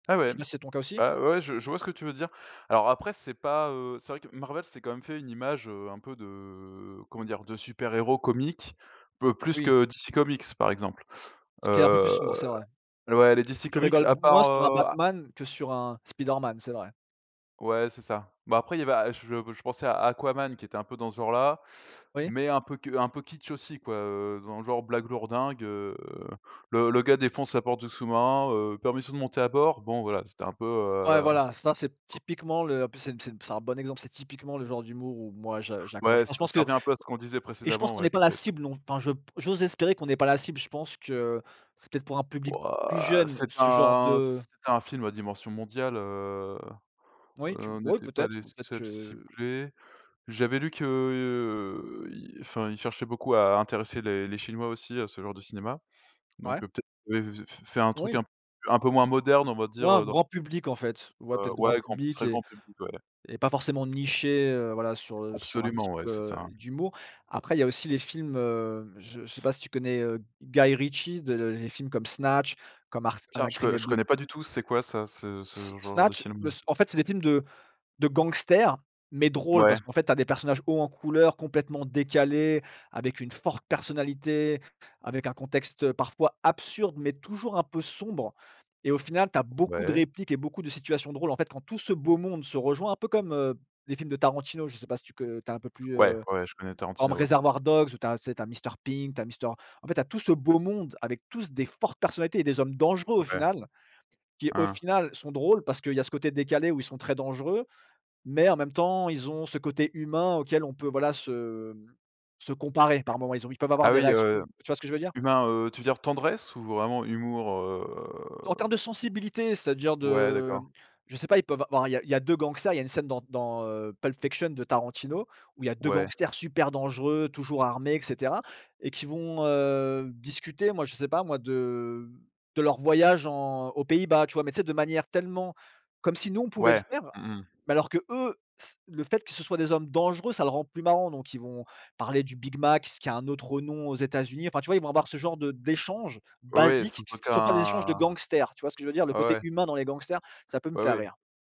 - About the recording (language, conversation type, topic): French, unstructured, Quel film t’a fait rire aux éclats récemment ?
- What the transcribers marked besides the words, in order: tapping; stressed: "cible"; drawn out: "heu"; unintelligible speech; stressed: "absurde"; stressed: "fortes"; drawn out: "heu"; stressed: "basiques"